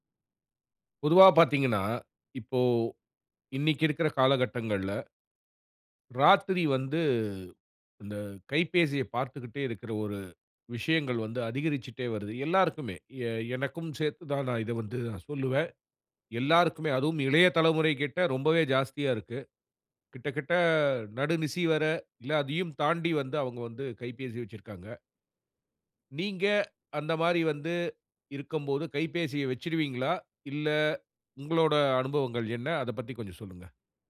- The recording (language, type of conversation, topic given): Tamil, podcast, நள்ளிரவிலும் குடும்ப நேரத்திலும் நீங்கள் தொலைபேசியை ஓரமாக வைத்து விடுவீர்களா, இல்லையெனில் ஏன்?
- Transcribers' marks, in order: "கிட்டதட்ட" said as "கிட்டகிட்ட"